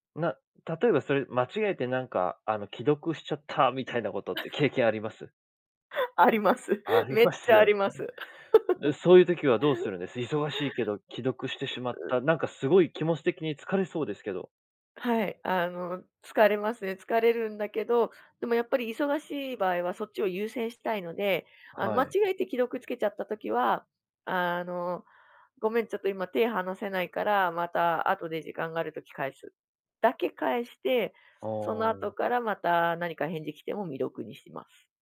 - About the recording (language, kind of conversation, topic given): Japanese, podcast, デジタル疲れと人間関係の折り合いを、どのようにつければよいですか？
- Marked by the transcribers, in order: laugh; laughing while speaking: "あります"; laughing while speaking: "ありますよね"; laugh